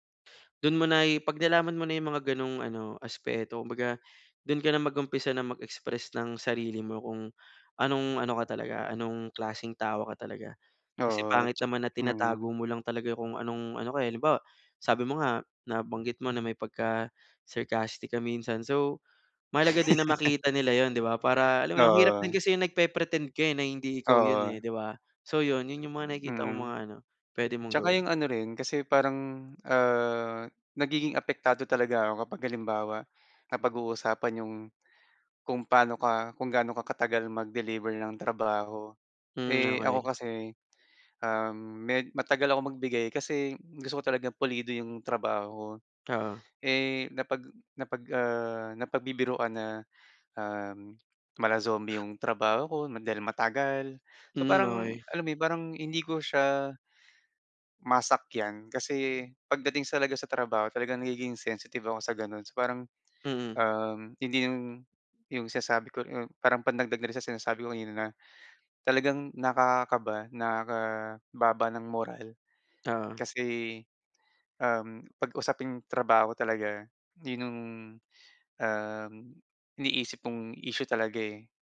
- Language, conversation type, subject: Filipino, advice, Paano ko makikilala at marerespeto ang takot o pagkabalisa ko sa araw-araw?
- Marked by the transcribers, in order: laugh; lip smack